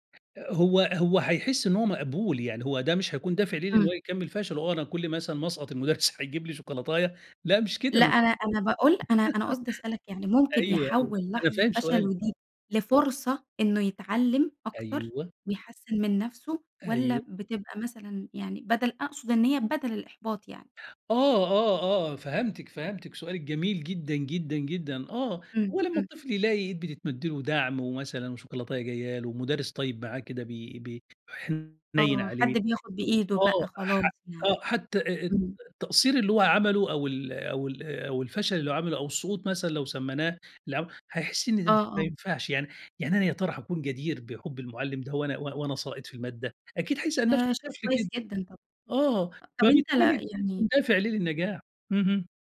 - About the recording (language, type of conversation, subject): Arabic, podcast, إيه دور المُدرّسين أو الأهل في إنك تتعامل مع الفشل؟
- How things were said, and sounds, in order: laughing while speaking: "المدرّس"; laugh